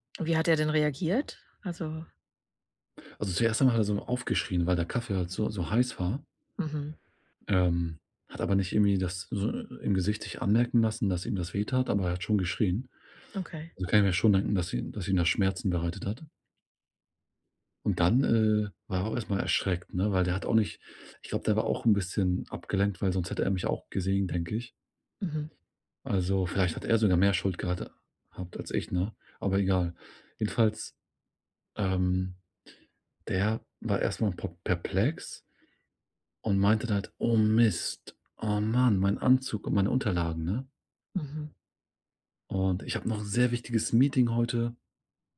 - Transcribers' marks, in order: other background noise; put-on voice: "Oh Mist, oh Mann, mein Anzug und meine Unterlagen!"
- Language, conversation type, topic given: German, advice, Wie gehst du mit Scham nach einem Fehler bei der Arbeit um?